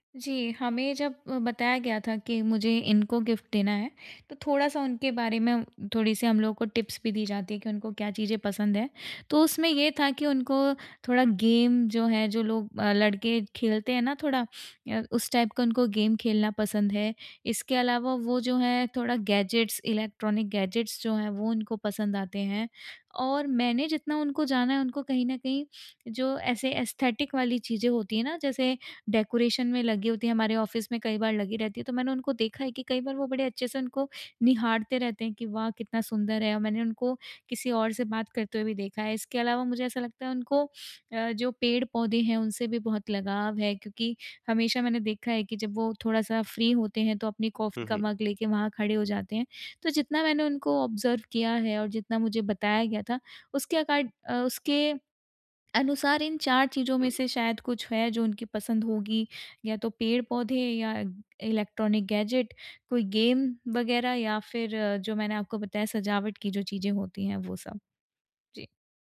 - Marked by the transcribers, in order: in English: "ग़िफ़्ट"; in English: "टिप्स"; in English: "गेम"; in English: "टाइप"; in English: "गेम"; in English: "गैजेट्स, इलेक्ट्रॉनिक गैजेट्स"; in English: "एस्थेटिक"; in English: "डेकोरेशन"; in English: "ऑफ़िस"; in English: "फ्री"; in English: "ऑब्ज़र्व"; in English: "इलेक्ट्रॉनिक गैजेट"; in English: "गेम"
- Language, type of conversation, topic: Hindi, advice, मैं किसी के लिए उपयुक्त और खास उपहार कैसे चुनूँ?